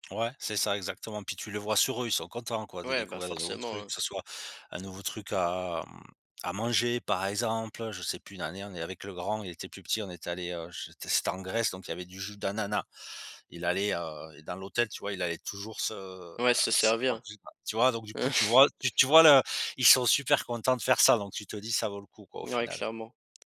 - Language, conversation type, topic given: French, podcast, Comment prendre des vacances sans culpabiliser ?
- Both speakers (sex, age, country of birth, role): male, 18-19, France, host; male, 45-49, France, guest
- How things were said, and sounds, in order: other background noise; unintelligible speech; chuckle; tapping